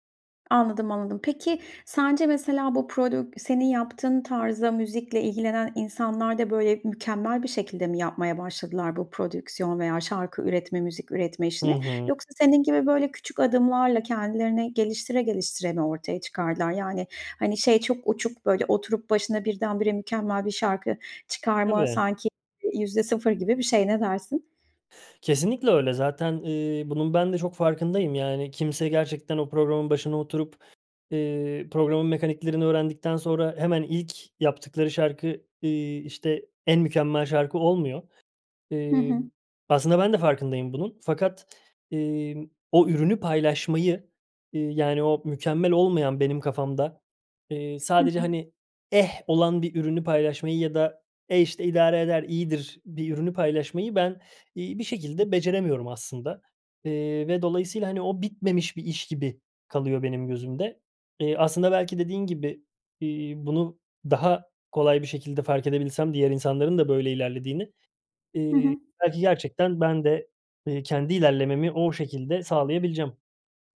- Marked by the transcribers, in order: tapping; other background noise
- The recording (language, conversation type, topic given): Turkish, advice, Mükemmeliyetçilik yüzünden hiçbir şeye başlayamıyor ya da başladığım işleri bitiremiyor muyum?